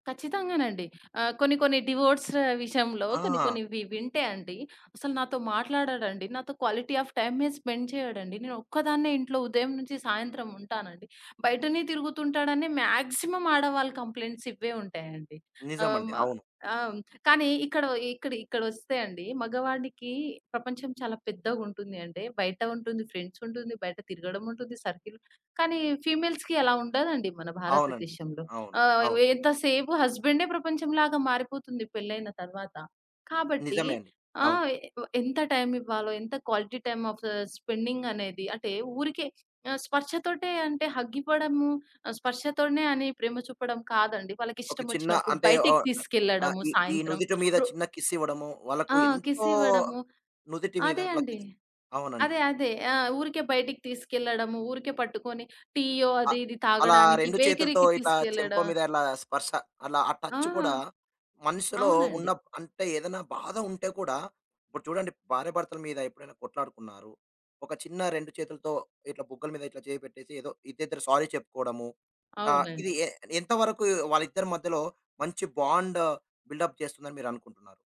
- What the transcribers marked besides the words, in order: in English: "డివోర్స్"; in English: "క్వాలిటీ ఆఫ్"; in English: "స్పెండ్"; in English: "మాక్సిమం"; in English: "కంప్లెయింట్స్"; in English: "ఫ్రెండ్స్"; in English: "సర్కిల్"; in English: "ఫీమేల్స్‌కి"; in English: "క్వాలిటీ టైమ్ ఆఫ్"; in English: "హగ్"; in English: "కిస్"; in English: "కిస్"; in English: "కిస్"; in English: "బేకరీకి"; in English: "టచ్"; in English: "సారీ"; in English: "బాండ్ బిల్డ్‌అప్"
- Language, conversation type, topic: Telugu, podcast, మీ ఇంట్లో హగ్గులు లేదా స్పర్శల ద్వారా ప్రేమ చూపించడం సాధారణమా?